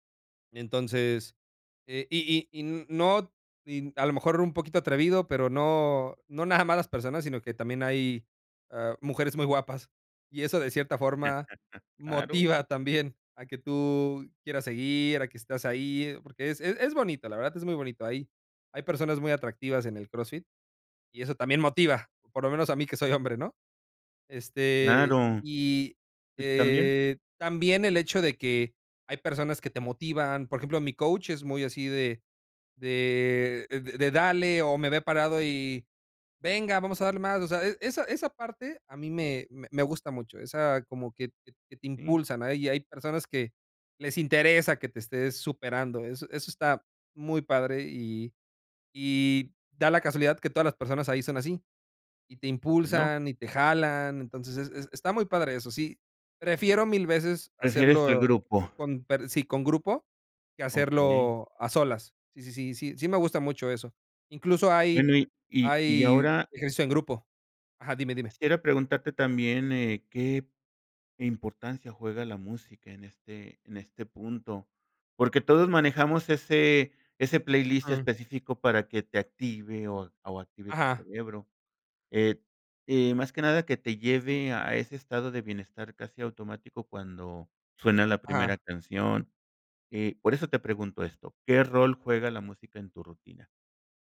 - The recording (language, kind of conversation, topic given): Spanish, podcast, ¿Qué actividad física te hace sentir mejor mentalmente?
- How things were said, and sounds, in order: laugh